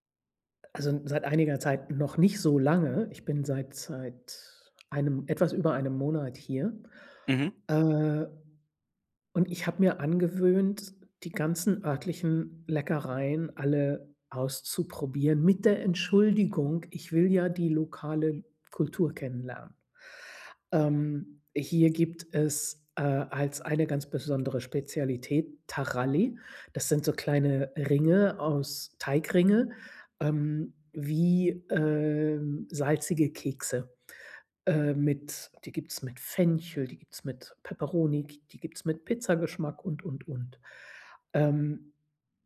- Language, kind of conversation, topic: German, advice, Wie kann ich gesündere Essgewohnheiten beibehalten und nächtliches Snacken vermeiden?
- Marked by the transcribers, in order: none